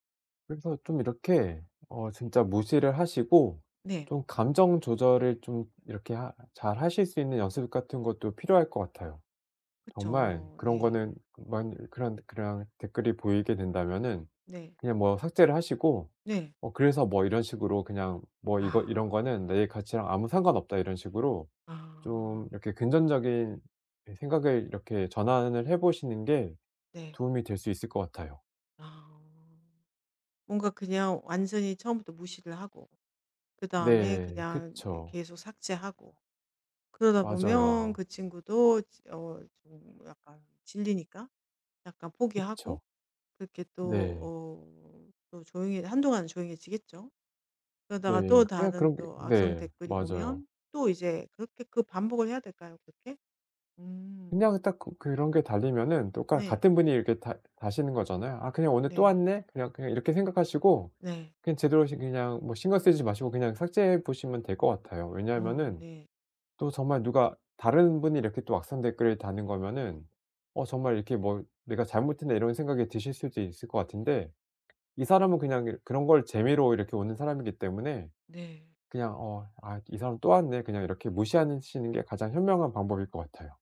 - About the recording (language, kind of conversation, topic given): Korean, advice, 악성 댓글을 받았을 때 감정적으로 휘둘리지 않으려면 어떻게 해야 하나요?
- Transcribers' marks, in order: other background noise; tapping